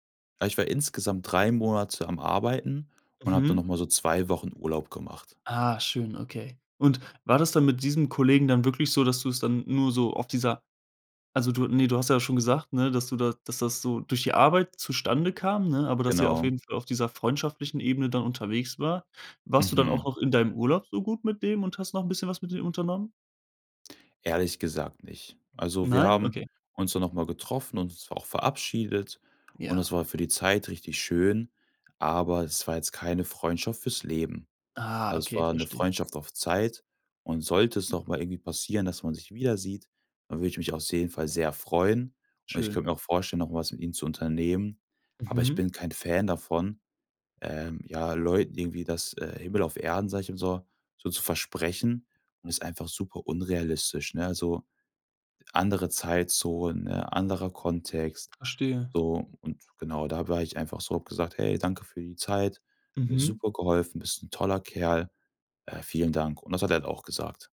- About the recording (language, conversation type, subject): German, podcast, Erzählst du von einer Person, die dir eine Kultur nähergebracht hat?
- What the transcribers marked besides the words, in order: "jeden" said as "seden"